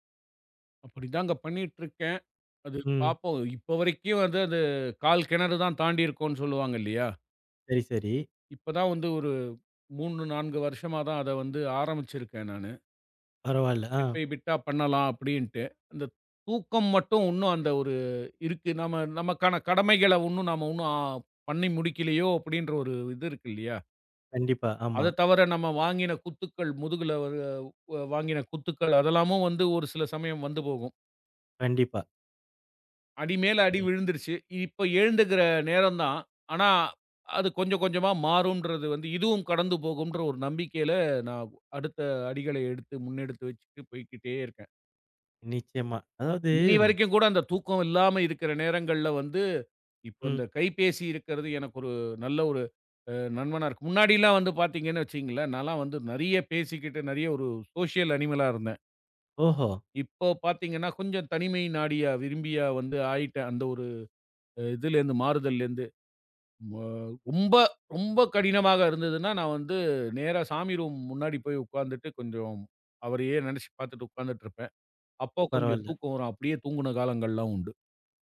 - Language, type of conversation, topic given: Tamil, podcast, இரவில் தூக்கம் வராமல் இருந்தால் நீங்கள் என்ன செய்கிறீர்கள்?
- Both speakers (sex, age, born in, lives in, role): male, 40-44, India, India, host; male, 45-49, India, India, guest
- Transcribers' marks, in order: in English: "பிட் பை பிட்டா"; "நண்பனா" said as "நண்மனா"; in English: "சோசியல் அனிமலா"